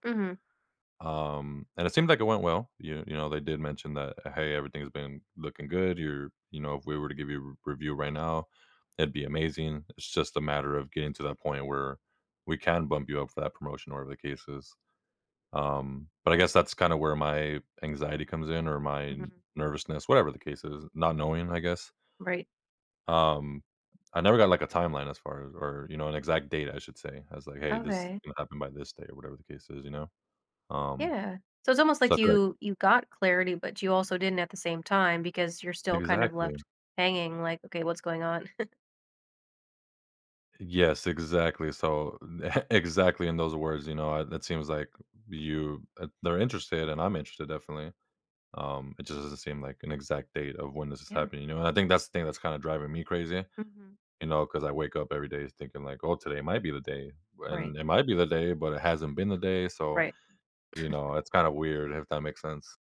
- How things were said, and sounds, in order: other background noise; chuckle; laughing while speaking: "the"; chuckle
- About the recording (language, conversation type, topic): English, advice, How can I position myself for a promotion at my company?